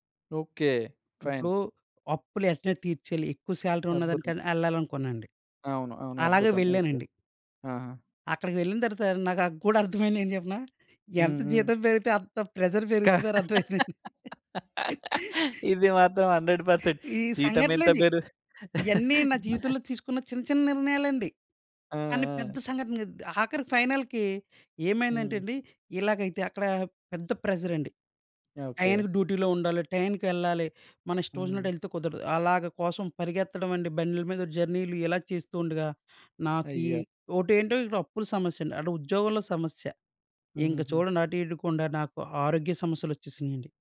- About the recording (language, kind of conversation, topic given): Telugu, podcast, ఒక చిన్న చర్య వల్ల మీ జీవితంలో పెద్ద మార్పు తీసుకొచ్చిన సంఘటన ఏదైనా ఉందా?
- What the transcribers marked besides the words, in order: in English: "ఫైన్"; in English: "సాలరీ"; laughing while speaking: "ఎంత జీతం పెరిగితే అంత ప్రెషర్ పెరుగుతుందని అర్థమయిందండి"; in English: "ప్రెషర్"; laugh; in English: "హండ్రెడ్ పర్సెంట్"; chuckle; in English: "ఫైనల్‌కి"; in English: "ప్రెషర్"